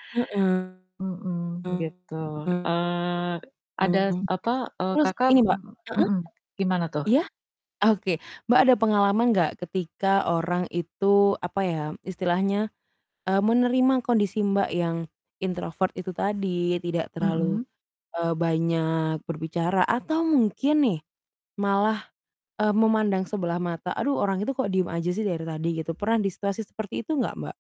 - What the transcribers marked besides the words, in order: distorted speech; static; "ada" said as "adas"; other background noise; in English: "introvert"
- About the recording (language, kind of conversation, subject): Indonesian, unstructured, Apa tantangan terbesar yang kamu hadapi saat menunjukkan siapa dirimu sebenarnya?